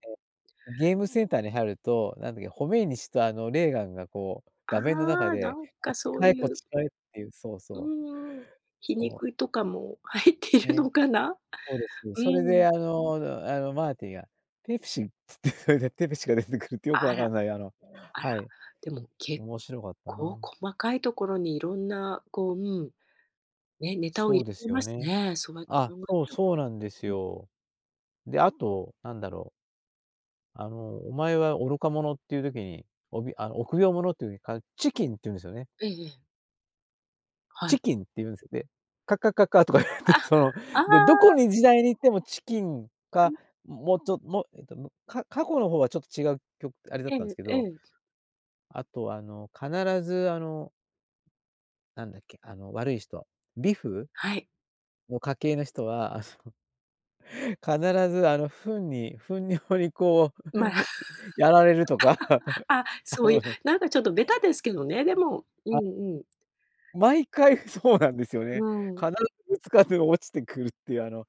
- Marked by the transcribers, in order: unintelligible speech; laughing while speaking: "入っているのかな？"; laughing while speaking: "つって、それでペプシが出てくるって"; unintelligible speech; in English: "chicken"; in English: "chicken"; laughing while speaking: "とか言われて"; other noise; laughing while speaking: "糞尿にこうやられるとか、あのね"; laugh; laughing while speaking: "毎回そうなんですよね"; unintelligible speech
- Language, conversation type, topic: Japanese, podcast, 映画で一番好きな主人公は誰で、好きな理由は何ですか？